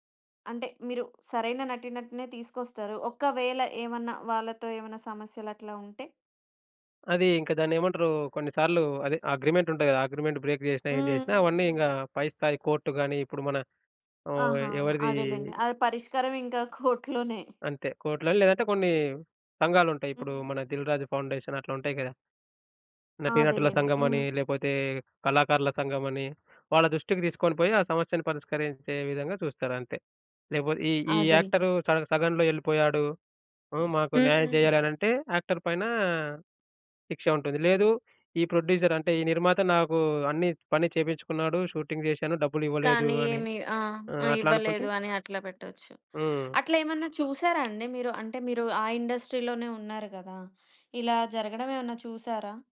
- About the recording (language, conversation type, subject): Telugu, podcast, పాత్రలకు నటీనటులను ఎంపిక చేసే నిర్ణయాలు ఎంత ముఖ్యమని మీరు భావిస్తారు?
- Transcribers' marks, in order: in English: "అగ్రీమెంట్"; in English: "అగ్రీమెంట్ బ్రేక్"; in English: "కోర్ట్‌గాని"; chuckle; in English: "కోర్ట్‌లోనే"; in English: "కోర్ట్‌లోని"; in English: "ఫౌండేషన్"; other background noise; in English: "యాక్టర్"; in English: "యాక్టర్"; in English: "ప్రొడ్యూసర్"; in English: "షూటింగ్"; tapping; in English: "ఇండస్ట్రీలోనే"